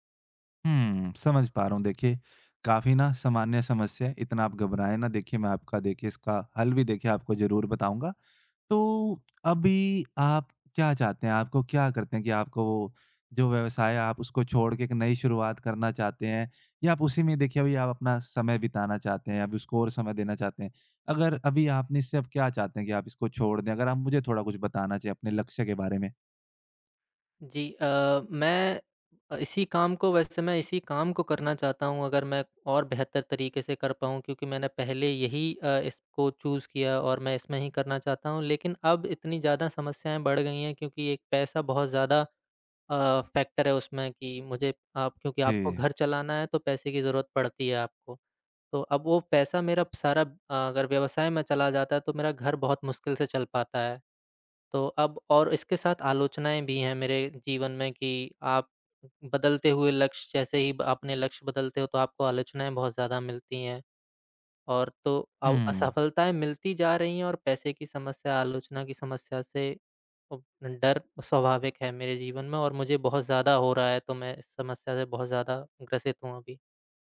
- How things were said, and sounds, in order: tapping; other background noise; in English: "चूज़"; in English: "फैक्टर"
- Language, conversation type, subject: Hindi, advice, लक्ष्य बदलने के डर और अनिश्चितता से मैं कैसे निपटूँ?